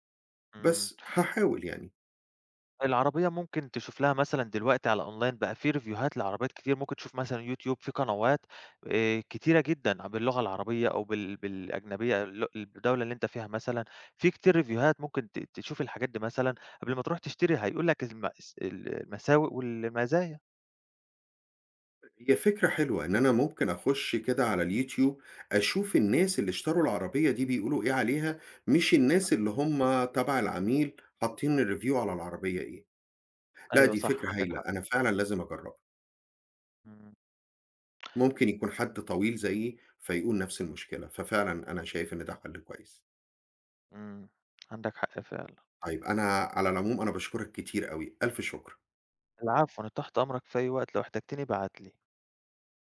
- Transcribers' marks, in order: in English: "online"; in English: "ريفيوهات"; in English: "ريفيوهات"; other noise; in English: "الreview"
- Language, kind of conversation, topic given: Arabic, advice, إزاي أقدر أقاوم الشراء العاطفي لما أكون متوتر أو زهقان؟